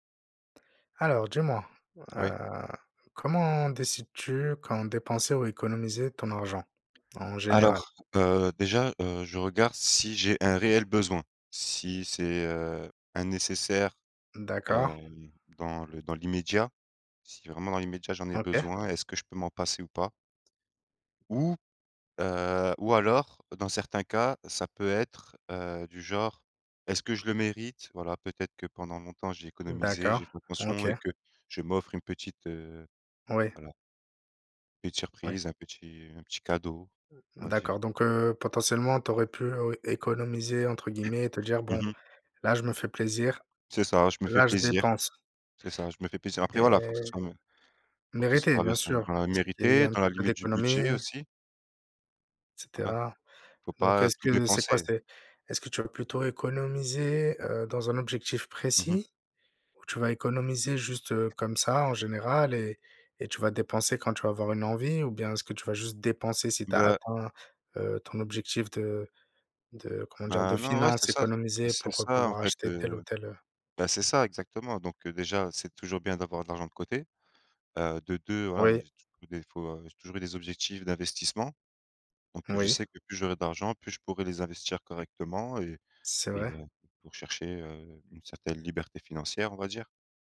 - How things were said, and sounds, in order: tapping; throat clearing; other background noise; unintelligible speech; unintelligible speech
- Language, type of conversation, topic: French, unstructured, Comment décidez-vous quand dépenser ou économiser ?